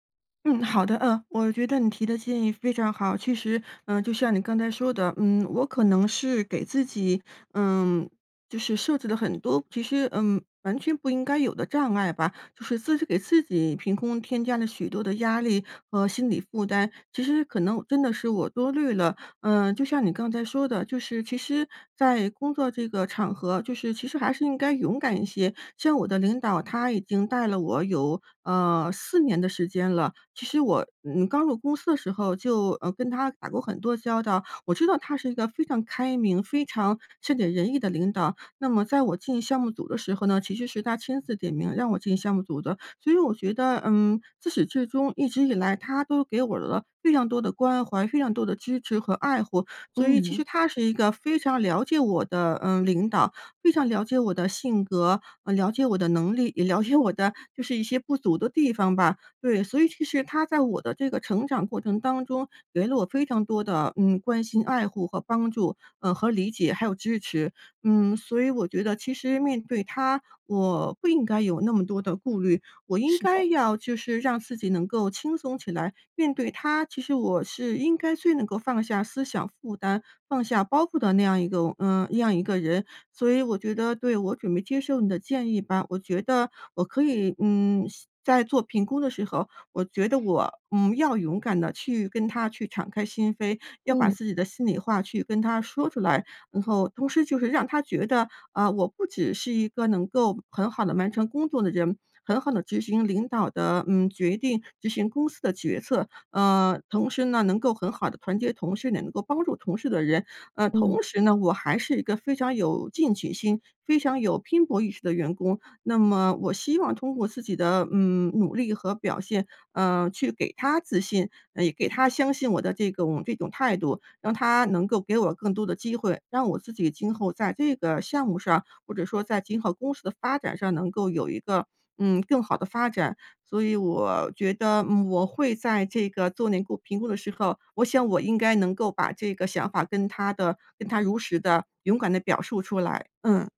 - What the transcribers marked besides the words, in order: none
- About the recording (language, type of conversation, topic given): Chinese, advice, 你担心申请晋升或换工作会被拒绝吗？